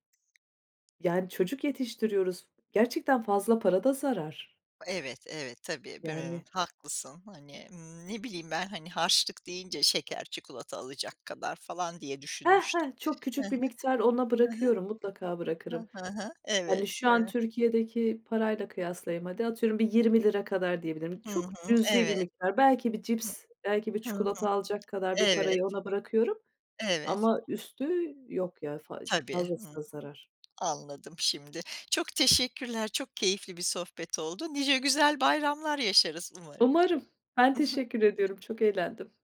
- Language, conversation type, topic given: Turkish, podcast, Bayramlar senin için ne ifade ediyor?
- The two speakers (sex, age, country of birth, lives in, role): female, 35-39, Turkey, Ireland, guest; female, 55-59, Turkey, United States, host
- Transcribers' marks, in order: other background noise; unintelligible speech